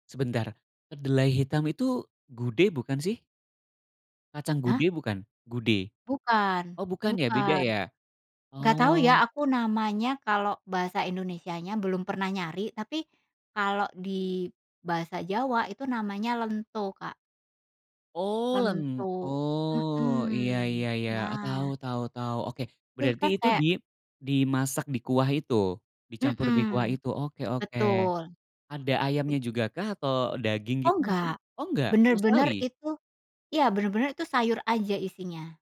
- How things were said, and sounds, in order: other background noise
- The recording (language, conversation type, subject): Indonesian, podcast, Apa saja makanan khas yang selalu ada di keluarga kamu saat Lebaran?